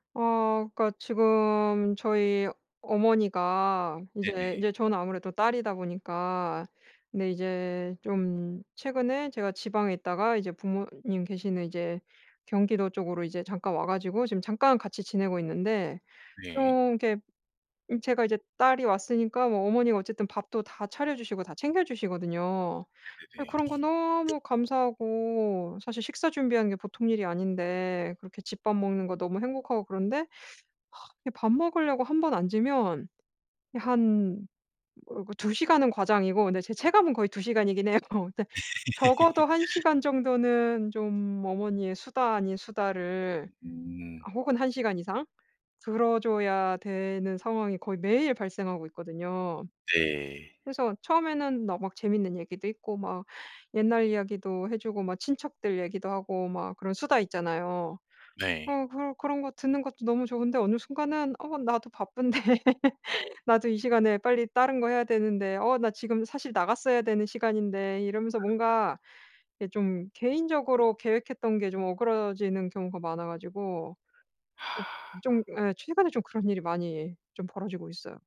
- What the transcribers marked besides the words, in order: other background noise; sigh; laughing while speaking: "해요"; laugh; laughing while speaking: "바쁜데"; swallow; sigh
- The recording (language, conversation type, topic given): Korean, advice, 사적 시간을 실용적으로 보호하려면 어디서부터 어떻게 시작하면 좋을까요?